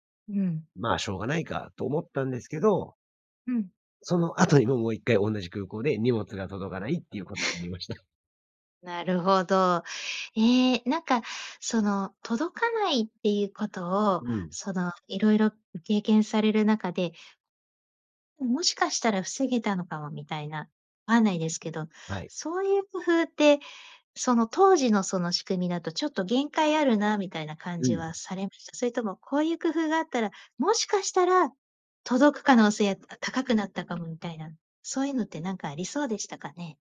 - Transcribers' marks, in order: laugh
- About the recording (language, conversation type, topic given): Japanese, podcast, 荷物が届かなかったとき、どう対応しましたか？